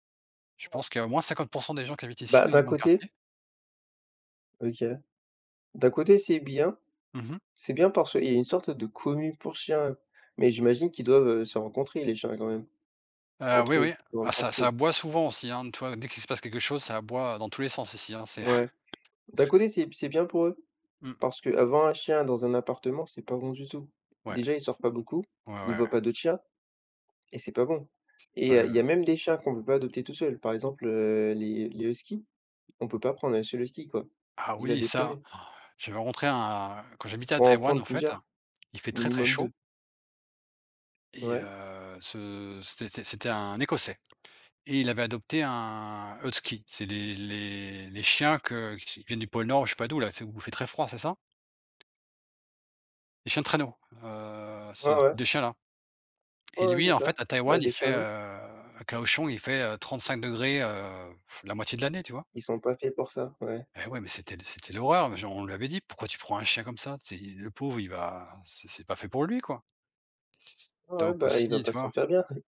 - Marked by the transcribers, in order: tapping; chuckle; gasp; other background noise; "c'était-" said as "stétais"; "husky" said as "huttsky"; unintelligible speech; scoff; chuckle
- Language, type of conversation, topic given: French, unstructured, Les chiens de certaines races sont-ils plus dangereux que d’autres ?